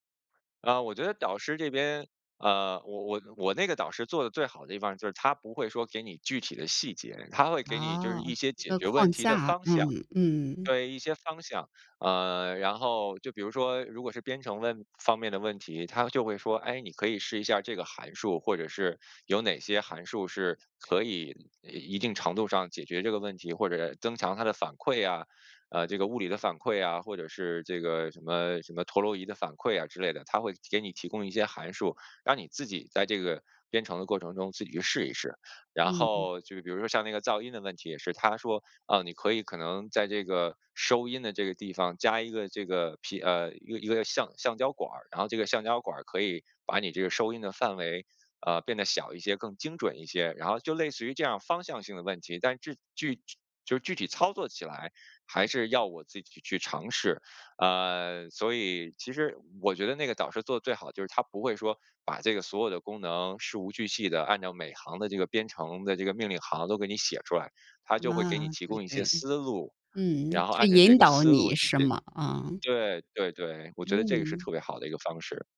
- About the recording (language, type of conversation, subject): Chinese, podcast, 你是怎样把导师的建议落地执行的?
- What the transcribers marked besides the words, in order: other background noise